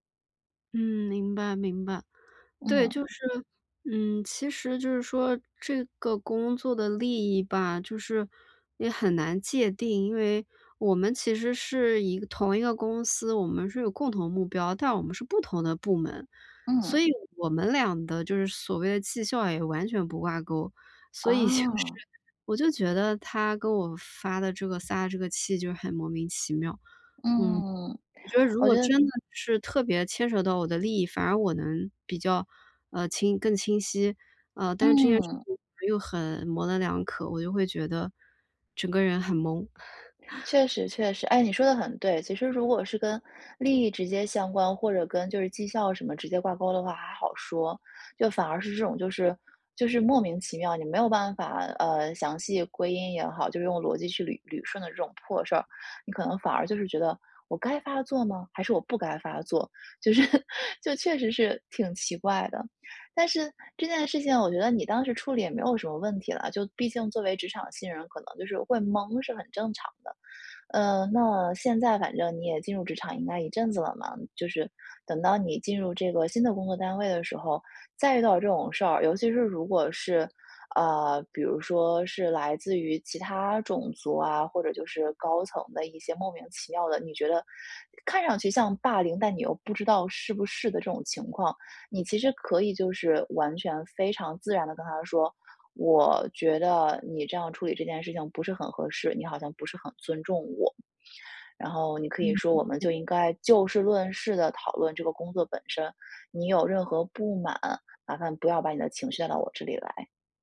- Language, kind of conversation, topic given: Chinese, advice, 我該如何處理工作中的衝突與利益衝突？
- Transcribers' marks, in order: other background noise; tapping; laughing while speaking: "就是"; chuckle; laughing while speaking: "就是"